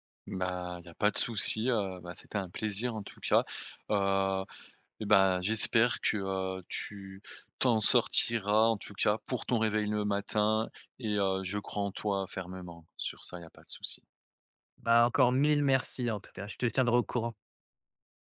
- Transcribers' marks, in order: none
- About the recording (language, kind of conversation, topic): French, advice, Incapacité à se réveiller tôt malgré bonnes intentions